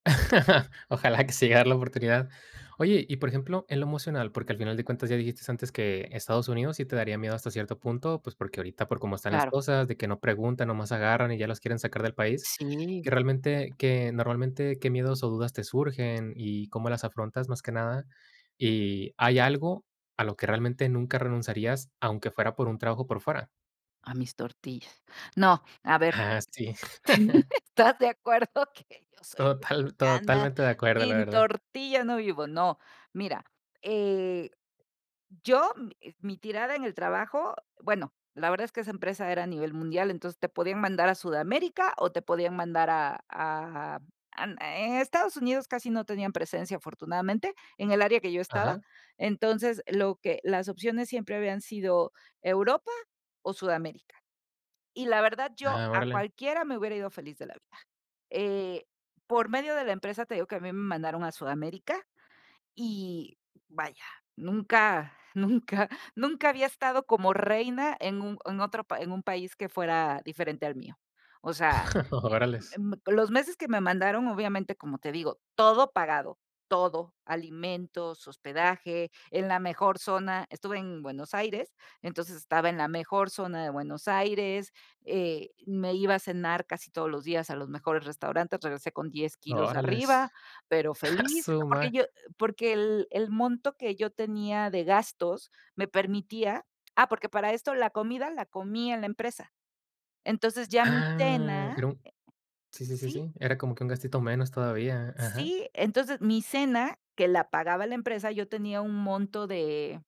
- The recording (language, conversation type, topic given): Spanish, podcast, ¿Qué te guía para aceptar un trabajo en el extranjero?
- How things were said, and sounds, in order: laugh; other background noise; laugh; laughing while speaking: "estás de acuerdo, que yo soy mexicana, sin tortilla no vivo"; laugh; laugh; laugh